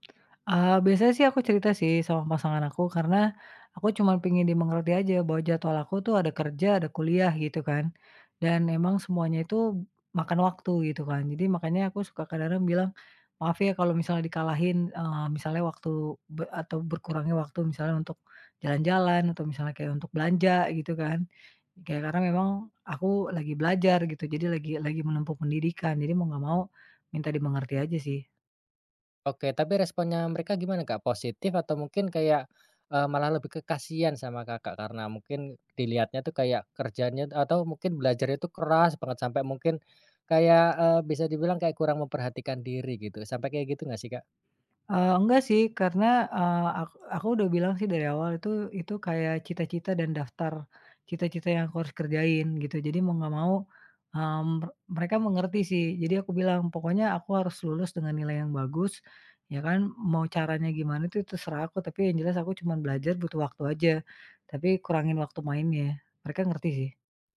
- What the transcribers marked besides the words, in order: none
- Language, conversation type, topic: Indonesian, podcast, Gimana cara kalian mengatur waktu berkualitas bersama meski sibuk bekerja dan kuliah?